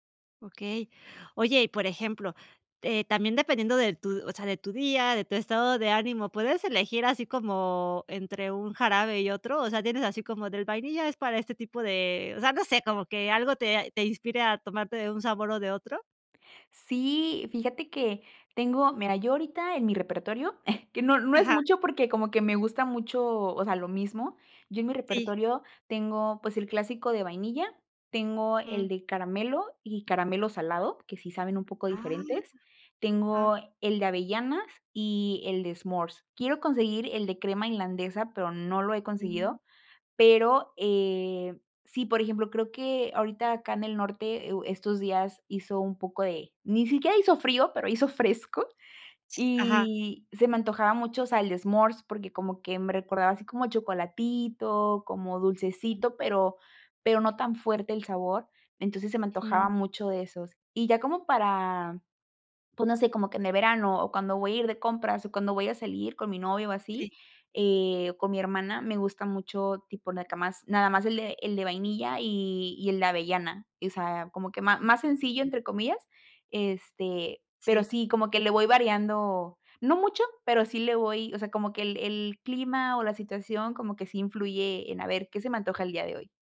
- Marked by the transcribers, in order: chuckle; in English: "smores"; other background noise; in English: "smores"
- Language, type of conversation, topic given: Spanish, podcast, ¿Qué papel tiene el café en tu mañana?